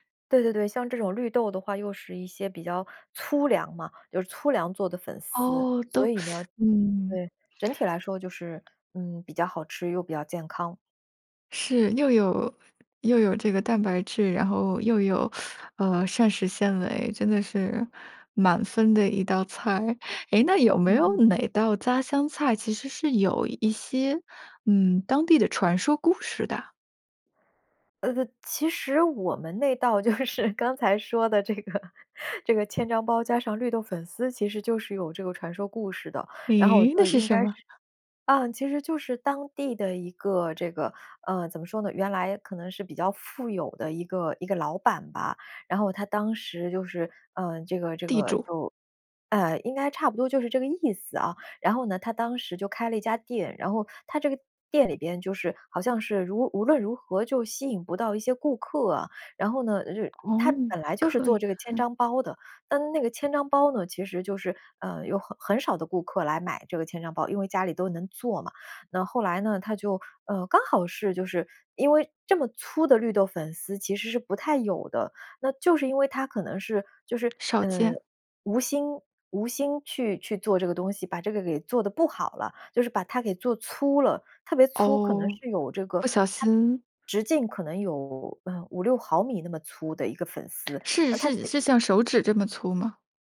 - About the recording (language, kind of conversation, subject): Chinese, podcast, 你眼中最能代表家乡味道的那道菜是什么？
- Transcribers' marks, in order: teeth sucking; other background noise; teeth sucking; laughing while speaking: "就是刚才说的这个 这个千张包"